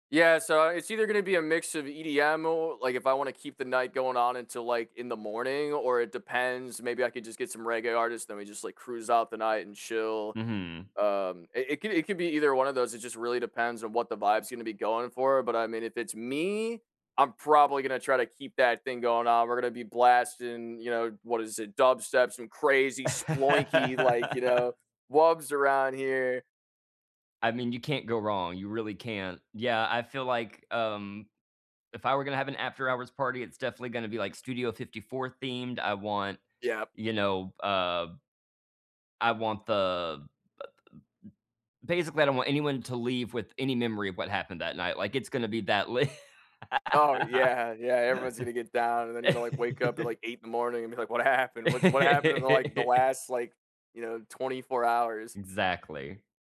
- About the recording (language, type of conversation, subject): English, unstructured, How would you design your dream music festival, including the headliners, hidden gems, vibe, and shared memories?
- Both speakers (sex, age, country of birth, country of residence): male, 20-24, United States, United States; male, 35-39, United States, United States
- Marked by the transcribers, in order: stressed: "me"; laugh; laughing while speaking: "lit"; chuckle; laugh; laughing while speaking: "happened?"